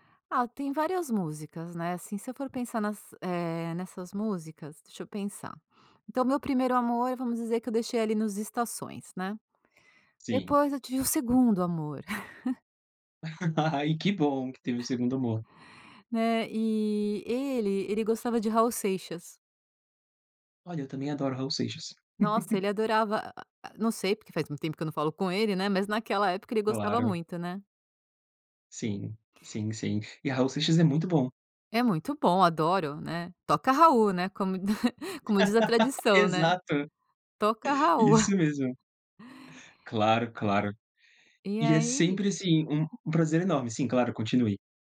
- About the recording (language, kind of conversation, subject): Portuguese, podcast, Tem alguma música que te lembra o seu primeiro amor?
- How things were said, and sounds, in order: chuckle; laugh; giggle; giggle; laugh; laughing while speaking: "Exato"; giggle